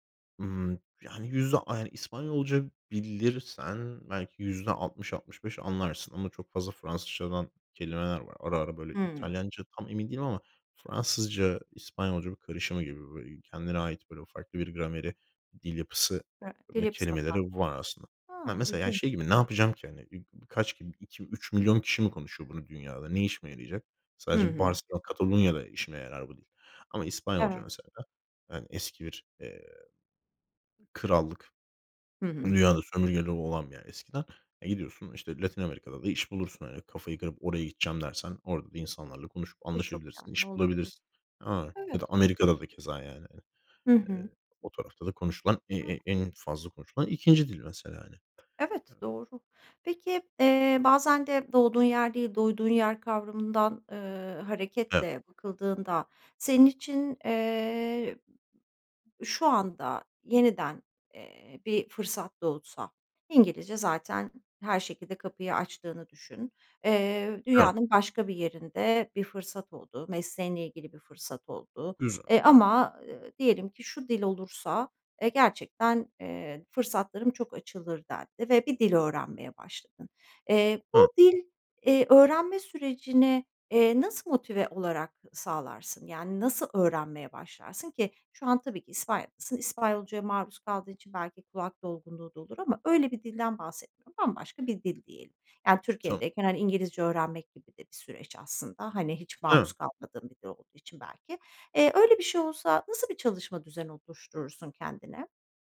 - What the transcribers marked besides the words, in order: unintelligible speech; unintelligible speech; unintelligible speech; other background noise; drawn out: "eee"
- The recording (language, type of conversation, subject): Turkish, podcast, İki dilli olmak aidiyet duygunu sence nasıl değiştirdi?
- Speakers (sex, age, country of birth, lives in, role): female, 45-49, Turkey, Netherlands, host; male, 25-29, Turkey, Spain, guest